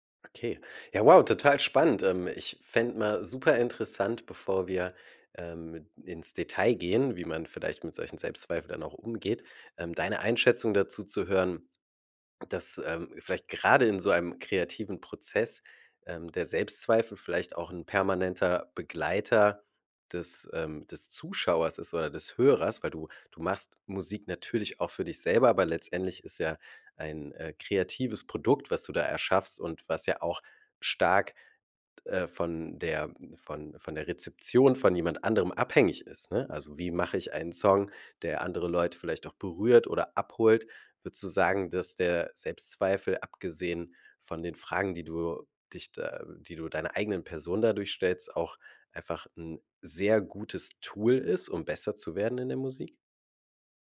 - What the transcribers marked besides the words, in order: surprised: "Ja, wow"; stressed: "sehr gutes Tool"
- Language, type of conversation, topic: German, podcast, Was hat dir geholfen, Selbstzweifel zu überwinden?
- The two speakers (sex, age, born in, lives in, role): male, 30-34, Germany, Germany, guest; male, 35-39, Germany, Germany, host